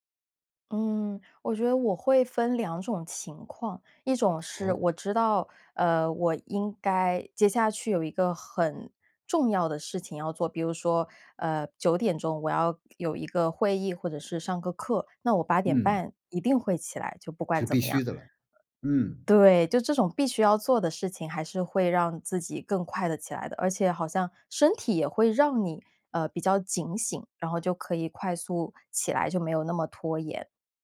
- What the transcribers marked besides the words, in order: none
- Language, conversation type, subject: Chinese, podcast, 你在拖延时通常会怎么处理？